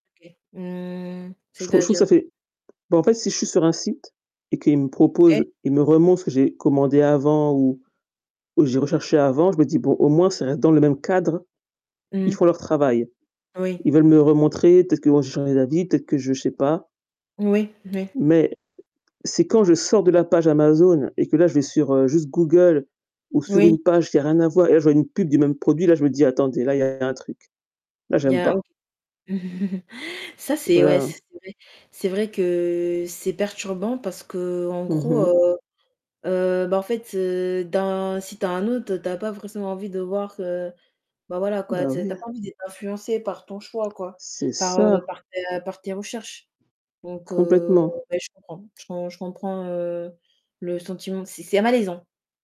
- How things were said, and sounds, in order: distorted speech; tapping; static; chuckle
- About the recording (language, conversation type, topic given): French, unstructured, Comment réagis-tu aux scandales liés à l’utilisation des données personnelles ?